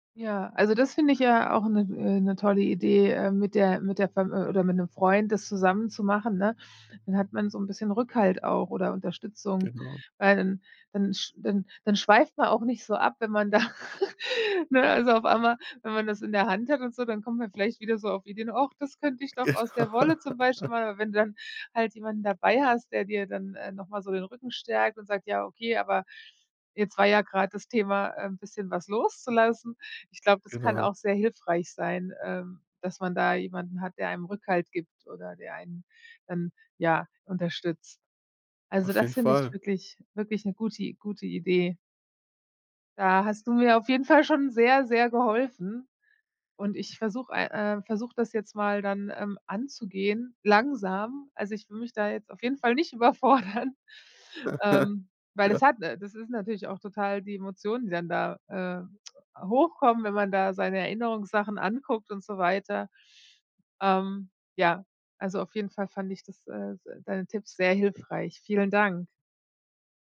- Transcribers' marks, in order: chuckle; laughing while speaking: "Gena"; laugh; laughing while speaking: "überfordern"; chuckle; tongue click
- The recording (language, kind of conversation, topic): German, advice, Wie kann ich mit Überforderung beim Ausmisten sentimental aufgeladener Gegenstände umgehen?